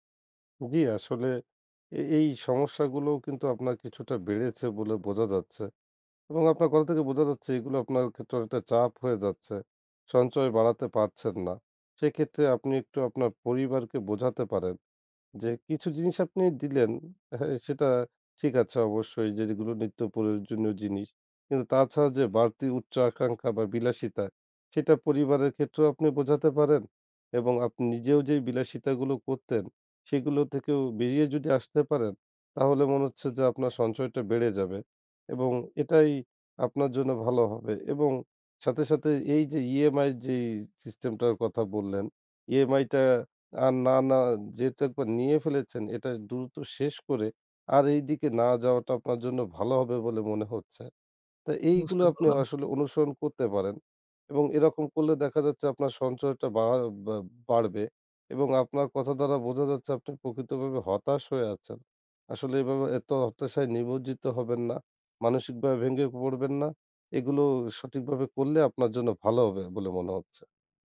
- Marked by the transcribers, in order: none
- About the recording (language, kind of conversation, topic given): Bengali, advice, বেতন বাড়লেও সঞ্চয় বাড়ছে না—এ নিয়ে হতাশা হচ্ছে কেন?